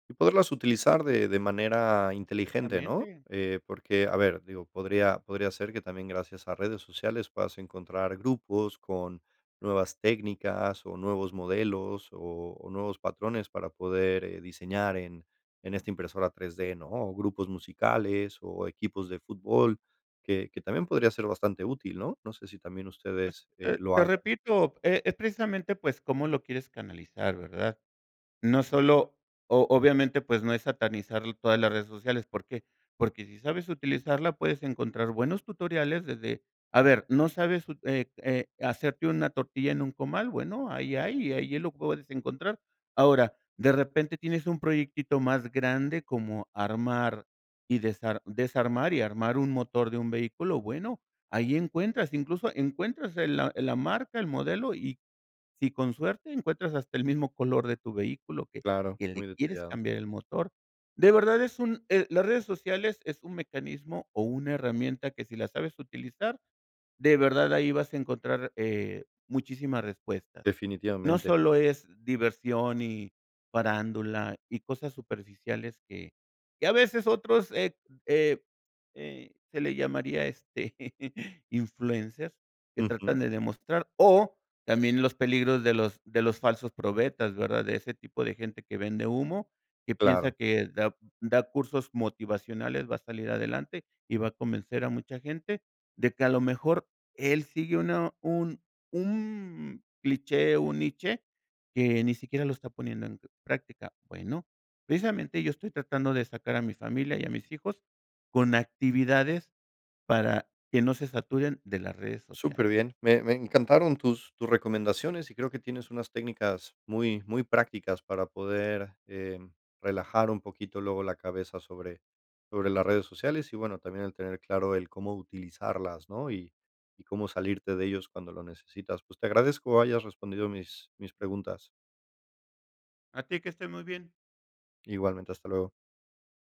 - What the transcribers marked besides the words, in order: chuckle
- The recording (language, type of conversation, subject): Spanish, podcast, ¿Qué haces cuando te sientes saturado por las redes sociales?